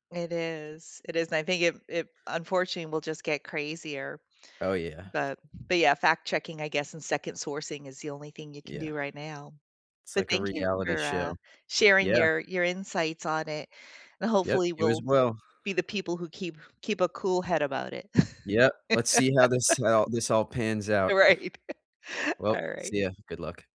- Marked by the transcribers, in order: tapping; other background noise; laugh; laughing while speaking: "Right"
- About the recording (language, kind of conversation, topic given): English, unstructured, Why do some news stories cause public outrage?
- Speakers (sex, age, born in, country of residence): female, 55-59, United States, United States; male, 20-24, United States, United States